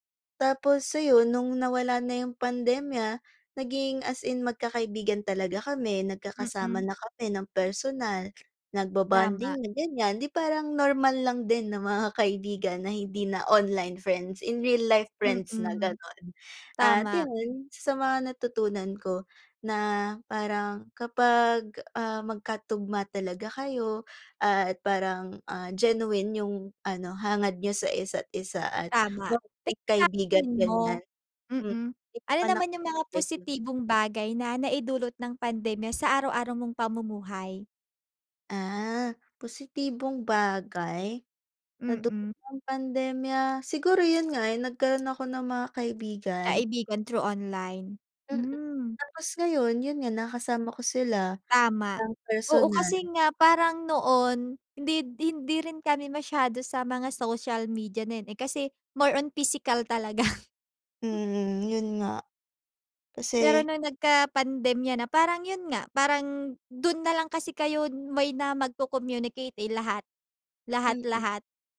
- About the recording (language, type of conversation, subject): Filipino, unstructured, Paano mo ilalarawan ang naging epekto ng pandemya sa iyong araw-araw na pamumuhay?
- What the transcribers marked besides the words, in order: tapping; laughing while speaking: "mga"; other background noise; unintelligible speech